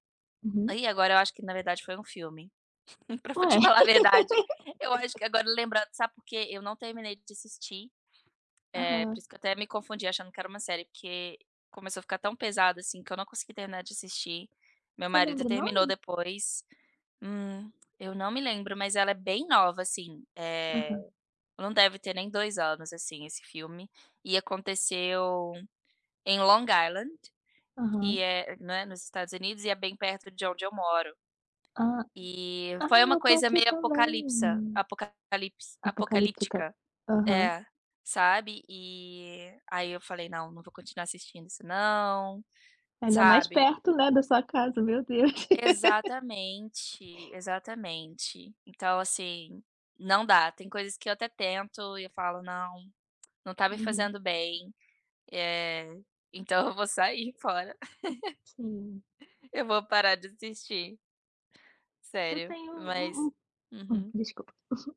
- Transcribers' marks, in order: chuckle; laughing while speaking: "pra fa te falar a verdade"; laugh; tapping; other background noise; laugh; laugh; cough
- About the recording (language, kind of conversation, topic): Portuguese, unstructured, Como você decide entre ler um livro e assistir a uma série?